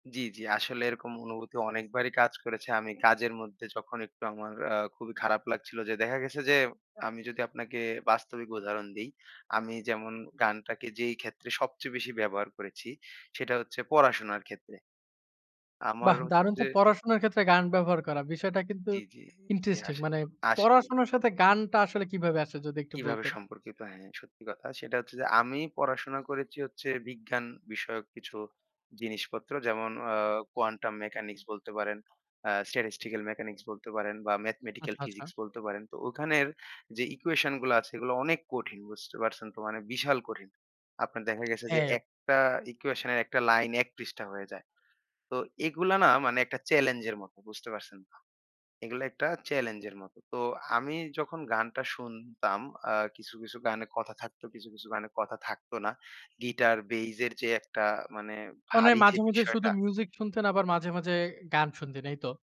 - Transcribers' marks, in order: other background noise
- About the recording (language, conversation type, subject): Bengali, podcast, সঙ্গীত কি তোমার জন্য থেরাপির মতো কাজ করে?